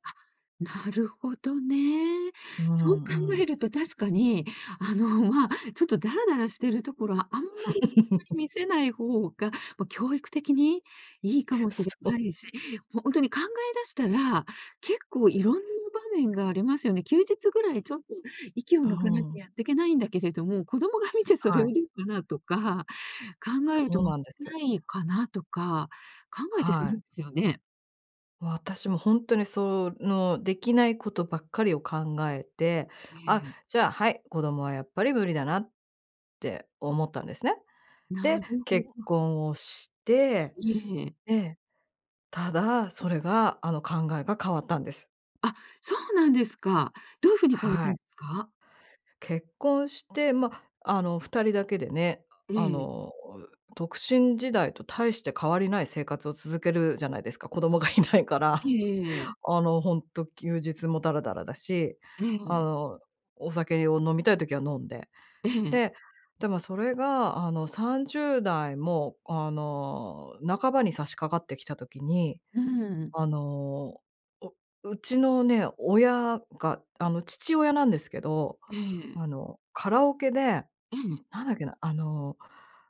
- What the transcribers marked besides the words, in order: unintelligible speech; laugh; laughing while speaking: "そう"; laughing while speaking: "見て"; other background noise; unintelligible speech; laughing while speaking: "子供がいないから"
- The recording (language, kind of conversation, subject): Japanese, podcast, 子どもを持つか迷ったとき、どう考えた？